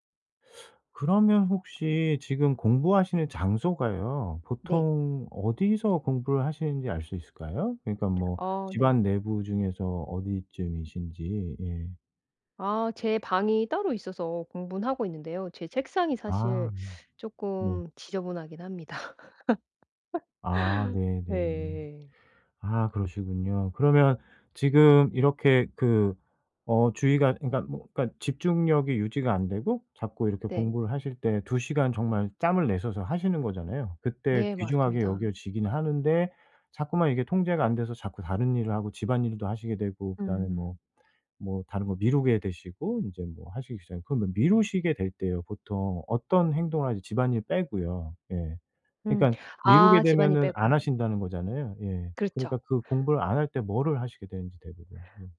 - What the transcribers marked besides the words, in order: teeth sucking; teeth sucking; laughing while speaking: "합니다"; laugh; other background noise
- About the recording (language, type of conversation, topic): Korean, advice, 미루기와 산만함을 줄이고 집중력을 유지하려면 어떻게 해야 하나요?